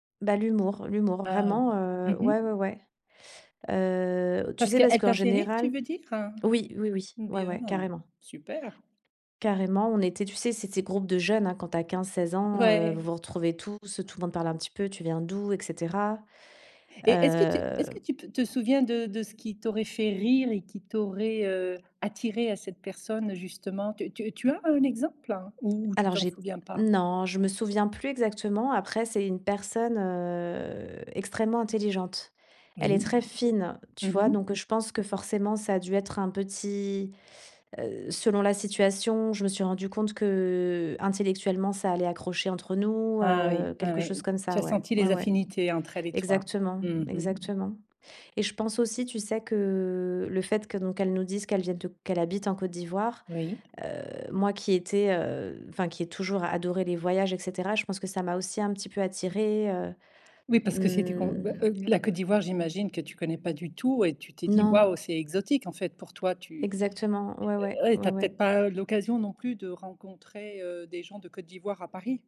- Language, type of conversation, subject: French, podcast, Peux-tu raconter une amitié née pendant un voyage ?
- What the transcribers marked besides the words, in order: drawn out: "Heu"; tapping; drawn out: "heu"; stressed: "fine"